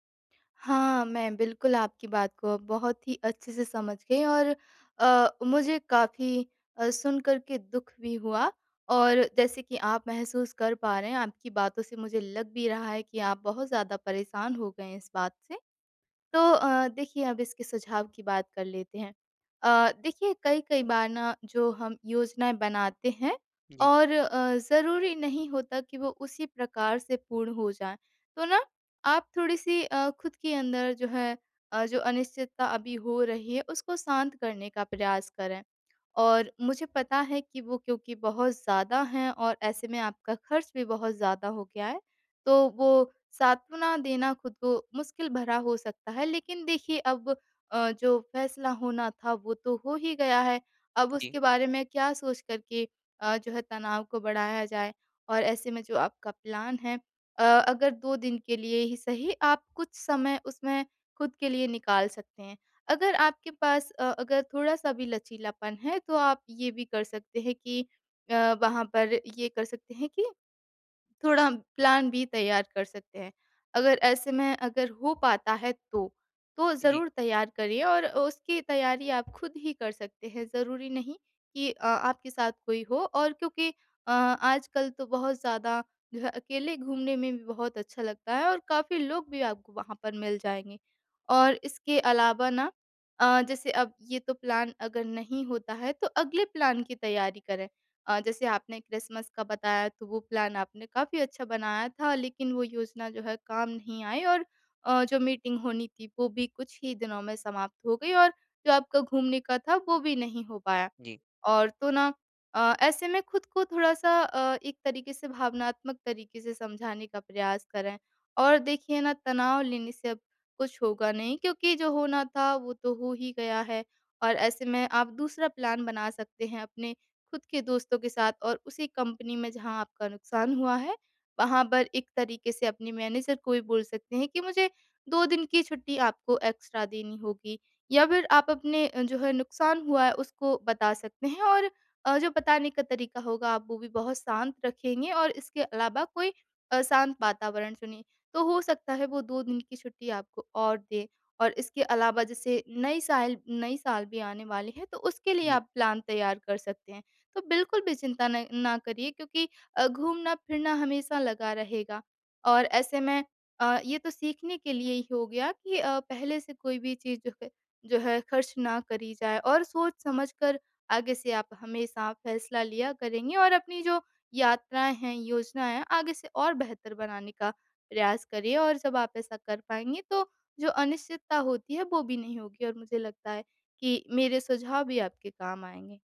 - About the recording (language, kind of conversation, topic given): Hindi, advice, योजना बदलना और अनिश्चितता से निपटना
- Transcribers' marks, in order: in English: "प्लान"; in English: "प्लान"; in English: "प्लान"; in English: "प्लान"; in English: "प्लान"; in English: "प्लान"; in English: "एक्स्ट्रा"; in English: "प्लान"